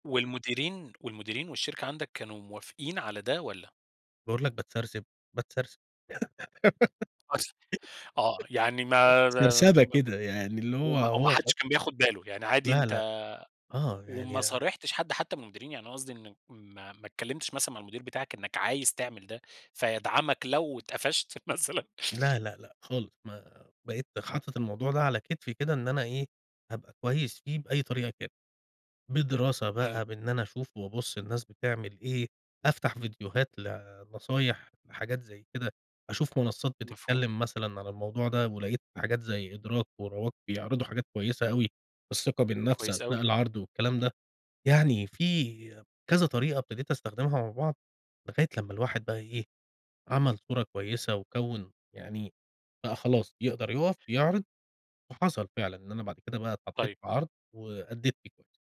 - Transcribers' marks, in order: giggle; other noise; laughing while speaking: "مثلًا؟"
- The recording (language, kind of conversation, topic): Arabic, podcast, بتحس بالخوف لما تعرض شغلك قدّام ناس؟ بتتعامل مع ده إزاي؟